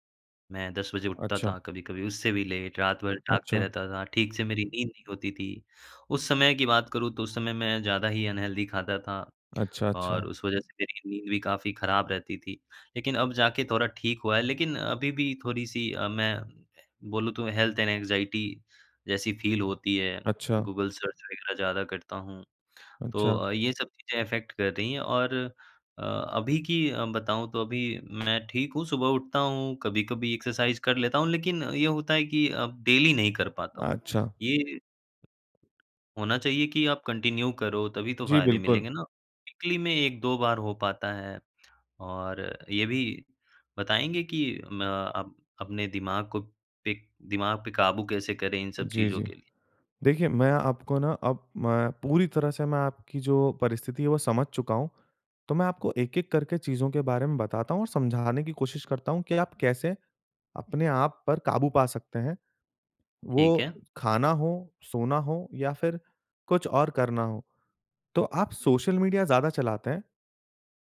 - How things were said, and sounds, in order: in English: "लेट"; "जागते" said as "टागते"; in English: "अनहेल्दी"; tapping; in English: "हेल्थ एंड एंग्ज़ायटी"; in English: "फ़ील"; in English: "सर्च"; in English: "अफ़ेक्ट"; other background noise; in English: "एक्सरसाइज़"; in English: "डेली"; in English: "कन्टिन्यू"; in English: "वीकली"
- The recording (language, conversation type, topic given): Hindi, advice, आपकी खाने की तीव्र इच्छा और बीच-बीच में खाए जाने वाले नाश्तों पर आपका नियंत्रण क्यों छूट जाता है?